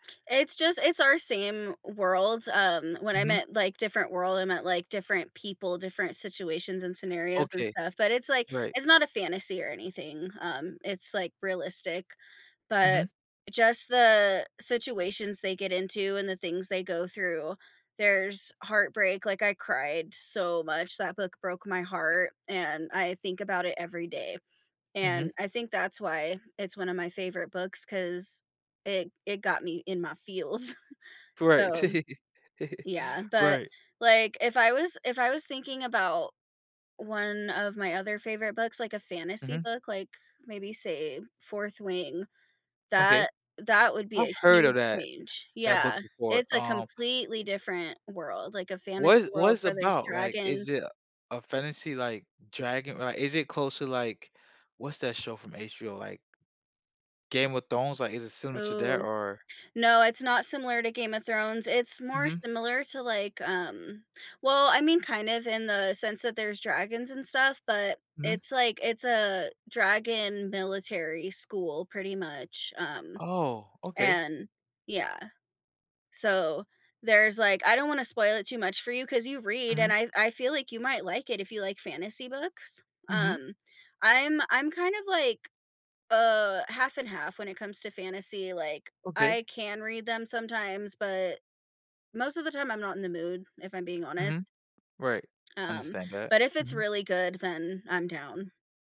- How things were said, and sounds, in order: chuckle; tapping
- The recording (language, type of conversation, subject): English, unstructured, What would change if you switched places with your favorite book character?